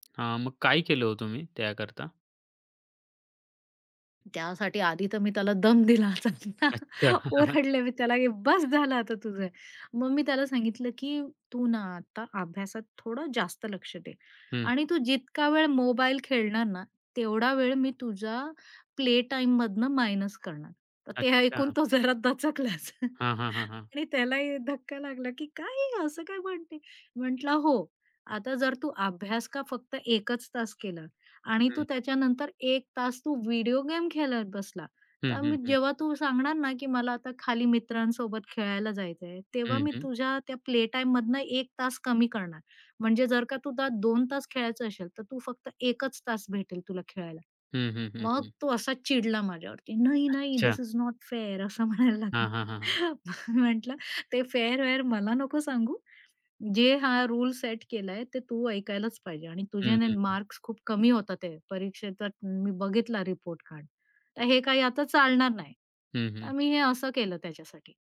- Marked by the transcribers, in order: tapping; laughing while speaking: "दम दिला, ओरडले मी त्याला, ए बस झालं आता तुझं"; chuckle; laughing while speaking: "ऐकून तो जरा दचकलाच आणि … असं काय म्हणते?"; other background noise; chuckle; in English: "धिस इस नॉट फेअर"; laughing while speaking: "असं म्हणायला लागला. मग मी म्हटलं, ते फेअर-वेअर मला नको सांगू"
- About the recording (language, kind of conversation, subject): Marathi, podcast, डिजिटल डिटॉक्स कसा सुरू करावा?